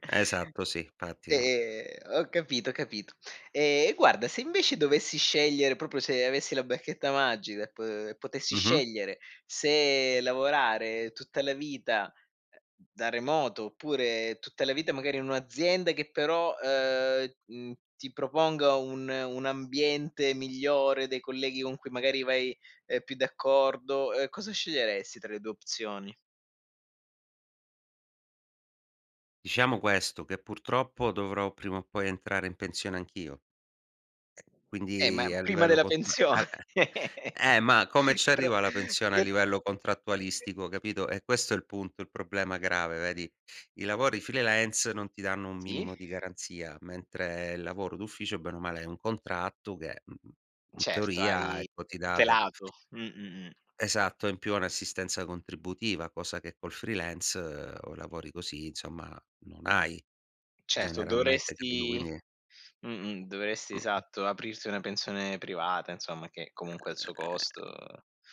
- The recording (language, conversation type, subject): Italian, podcast, Come riesci a bilanciare lavoro, vita privata e formazione personale?
- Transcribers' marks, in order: "proprio" said as "propo"; "magica" said as "magida"; other background noise; laughing while speaking: "pensione"; laugh; in English: "freelance"; in English: "freelance"; "Quindi" said as "quini"; drawn out: "E"